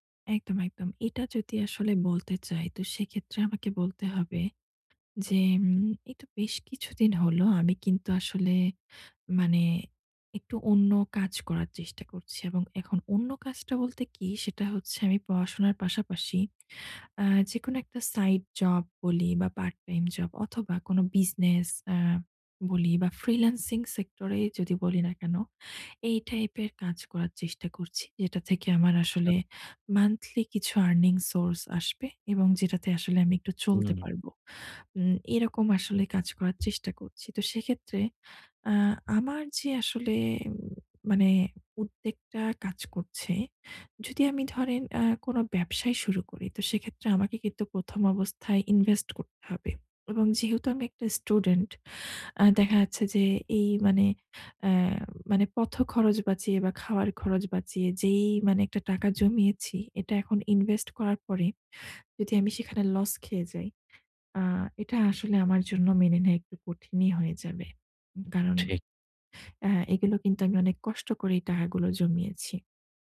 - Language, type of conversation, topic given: Bengali, advice, ভয় বা উদ্বেগ অনুভব করলে আমি কীভাবে নিজেকে বিচার না করে সেই অনুভূতিকে মেনে নিতে পারি?
- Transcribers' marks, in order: other background noise